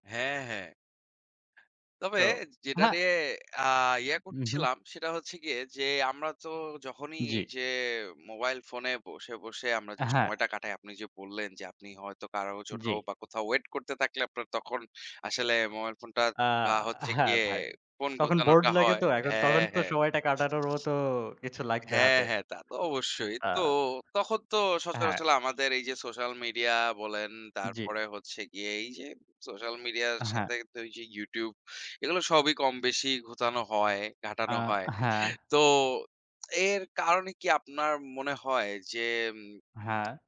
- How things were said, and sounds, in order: horn; in English: "wait"; in English: "bored"; "সচরাচর" said as "সচরাচল"; "গুতানো" said as "ঘুতানো"; lip smack
- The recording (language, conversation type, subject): Bengali, unstructured, আপনার কি মনে হয় প্রযুক্তি আমাদের ব্যক্তিগত জীবনকে নিয়ন্ত্রণ করছে, নাকি প্রযুক্তি ব্যবহারে আমরা নিজেদের আসল মানুষ হিসেবে আরও কম অনুভব করছি?
- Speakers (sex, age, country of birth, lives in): male, 20-24, Bangladesh, Bangladesh; male, 25-29, Bangladesh, Bangladesh